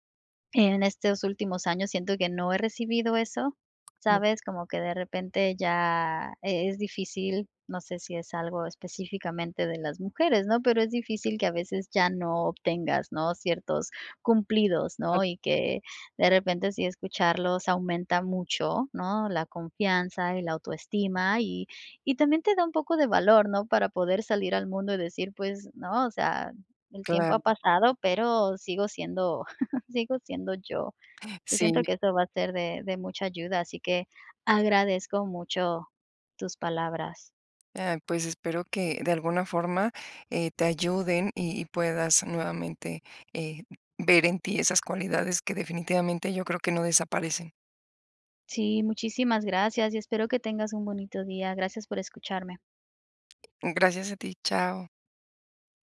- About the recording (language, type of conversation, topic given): Spanish, advice, ¿Cómo vives la ansiedad social cuando asistes a reuniones o eventos?
- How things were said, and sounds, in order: tapping; unintelligible speech; chuckle